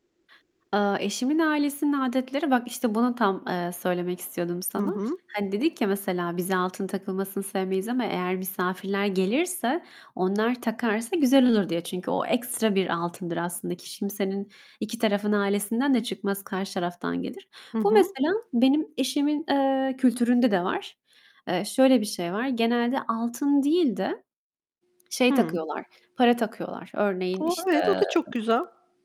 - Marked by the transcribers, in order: other background noise; distorted speech
- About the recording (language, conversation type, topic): Turkish, unstructured, Dini ya da kültürel bir kutlamada en çok neyi seviyorsun?